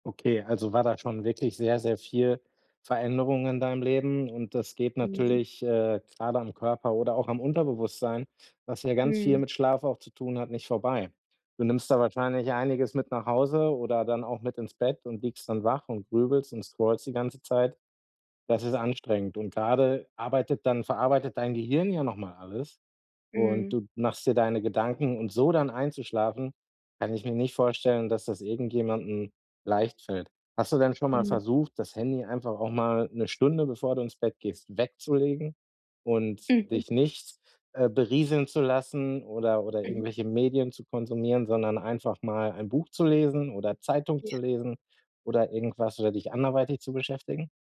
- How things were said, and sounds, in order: stressed: "so"; other background noise
- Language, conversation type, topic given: German, advice, Wie kann ich mir einen festen, regelmäßigen Schlaf-Wach-Rhythmus angewöhnen?